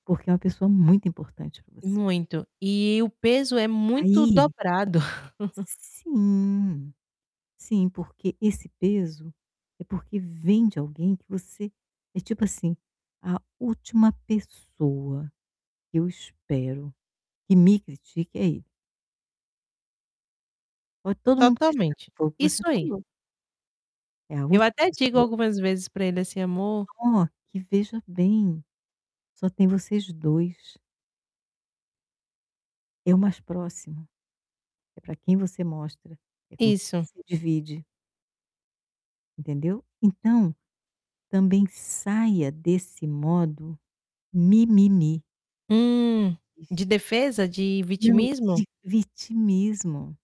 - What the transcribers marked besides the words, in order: chuckle; distorted speech
- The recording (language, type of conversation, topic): Portuguese, advice, Como saber quando devo me defender de uma crítica e quando é melhor deixar passar?